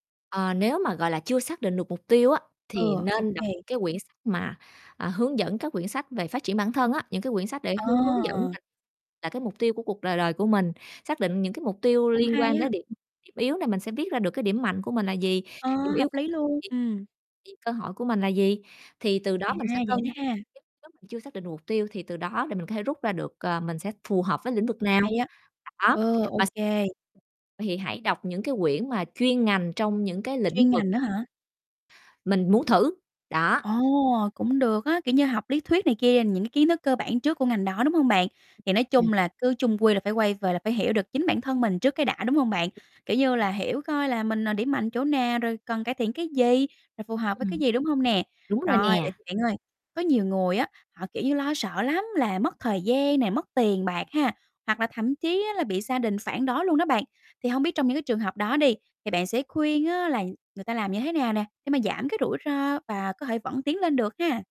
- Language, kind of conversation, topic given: Vietnamese, podcast, Bạn sẽ khuyên gì cho những người muốn bắt đầu thử ngay từ bây giờ?
- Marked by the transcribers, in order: other background noise; distorted speech; static; unintelligible speech; unintelligible speech; mechanical hum